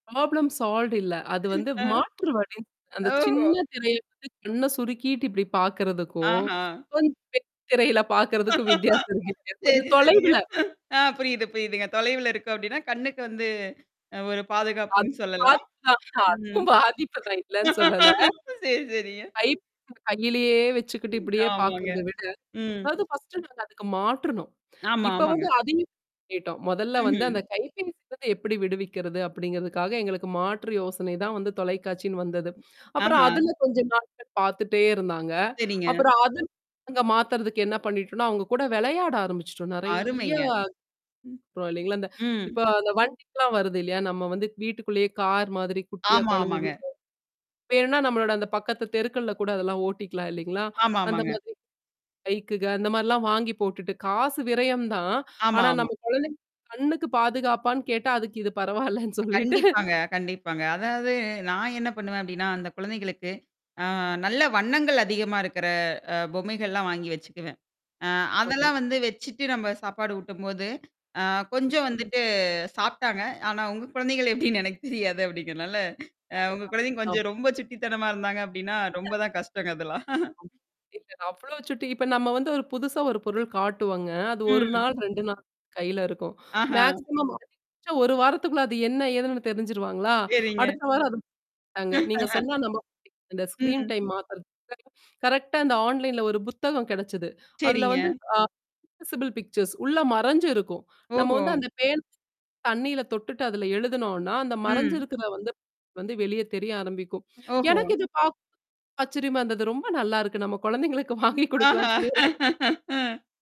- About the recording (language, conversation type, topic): Tamil, podcast, குழந்தைகளின் திரை நேரத்திற்கு நீங்கள் எந்த விதிமுறைகள் வைத்திருக்கிறீர்கள்?
- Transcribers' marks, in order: in English: "ப்ராப்ளம் சால்வ்டு"; distorted speech; laughing while speaking: "அ, ஓஹோ!"; laughing while speaking: "கொஞ்சம் பெரிய திரையில பாக்குறதுக்கும்"; laughing while speaking: "சரி, சரிங்க"; tapping; other noise; laugh; laughing while speaking: "ம். ஆமாங்க"; unintelligible speech; unintelligible speech; mechanical hum; drawn out: "நிறைய"; other background noise; laughing while speaking: "பரவாயில்லன்னு சொல்லிட்டு"; laughing while speaking: "எப்பிடின்னு எனக்குத் தெரியாது அப்பிடிங்கிறனால"; background speech; chuckle; unintelligible speech; laugh; in English: "மேக்ஸிமம்"; laughing while speaking: "சரிங்க"; unintelligible speech; laugh; in English: "ஸ்கிரீன் டைம்"; in English: "கரெக்டா"; in English: "ஆன்லைன்ல"; in English: "ஆக்ஸசிபில் பிக்சர்ஸ்"; laughing while speaking: "நம்ம குழந்தைகளுக்கு வாங்கி கொடுக்கலான்னு சொல்லி"; laughing while speaking: "ம், ஆஹா! அ"